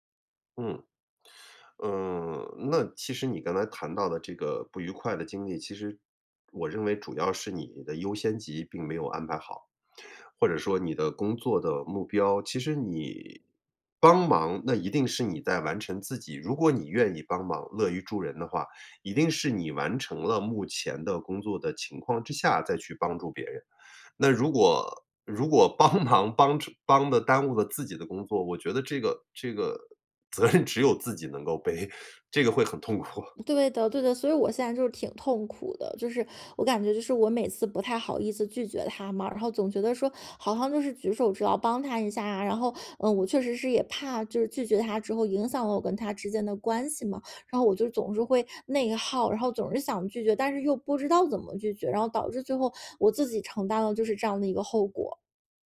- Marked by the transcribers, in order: other background noise
- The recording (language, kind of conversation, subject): Chinese, advice, 我工作量太大又很难拒绝别人，精力很快耗尽，该怎么办？